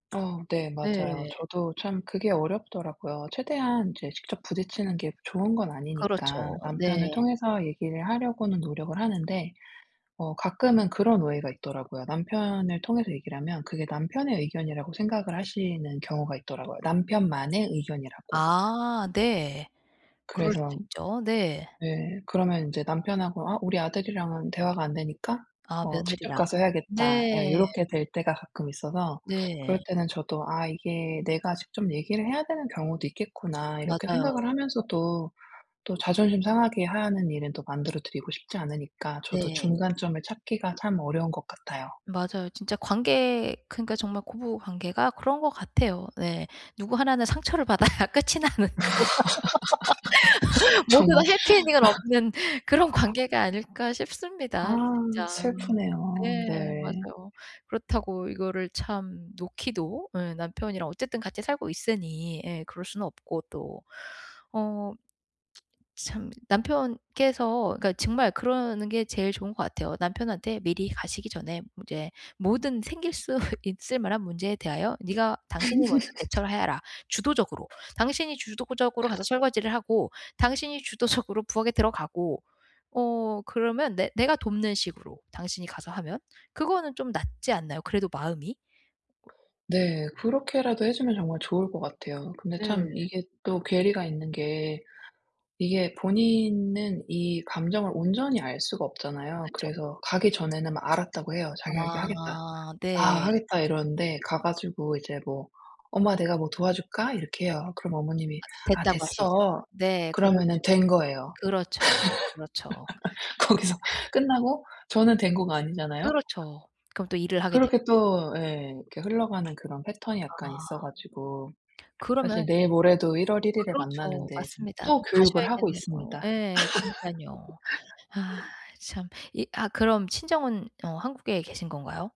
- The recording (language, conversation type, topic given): Korean, advice, 전통적인 성역할 기대에 부딪힐 때 어떻게 대처할 수 있을까요?
- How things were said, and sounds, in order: other background noise; teeth sucking; laugh; laughing while speaking: "받아야 끝이 나는 그런"; laughing while speaking: "정말"; laugh; tsk; laugh; laugh; laughing while speaking: "주도적으로"; laugh; laugh